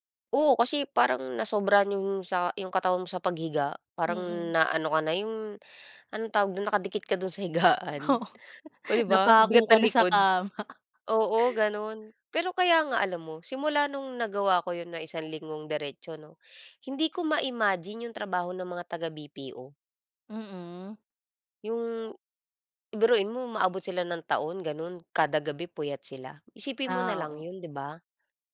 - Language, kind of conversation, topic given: Filipino, unstructured, Naranasan mo na bang mapagod nang sobra dahil sa labis na trabaho, at paano mo ito hinarap?
- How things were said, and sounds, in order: laughing while speaking: "Oo"; laughing while speaking: "kama"